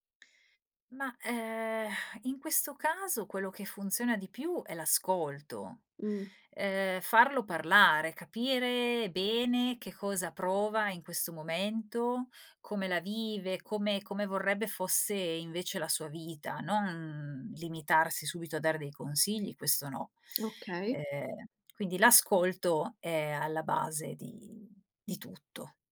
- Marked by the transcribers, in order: sigh; tapping; tongue click
- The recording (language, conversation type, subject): Italian, podcast, Come sostenete la salute mentale dei ragazzi a casa?